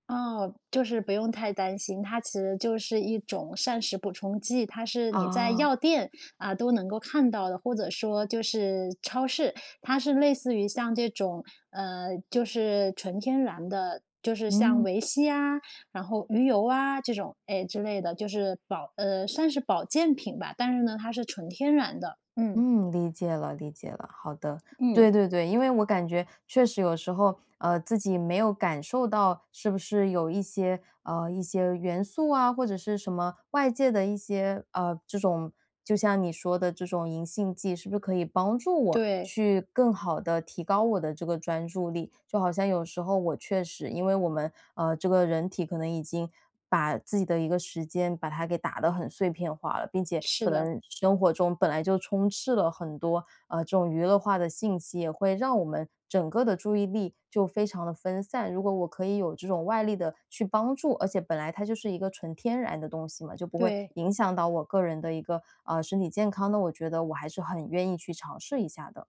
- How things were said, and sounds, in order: none
- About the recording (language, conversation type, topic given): Chinese, advice, 读书时总是注意力分散，怎样才能专心读书？